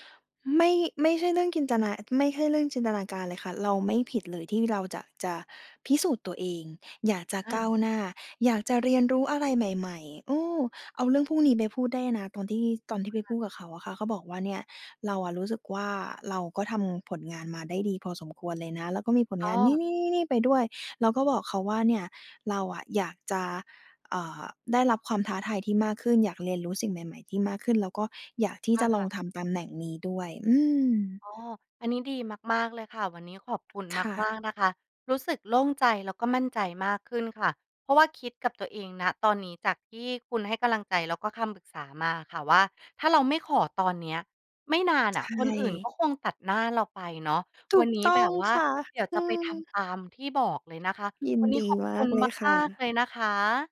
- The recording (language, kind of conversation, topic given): Thai, advice, ฉันควรคุยกับหัวหน้าอย่างไรเพื่อขอเลื่อนตำแหน่ง?
- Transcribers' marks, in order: unintelligible speech; tapping; other background noise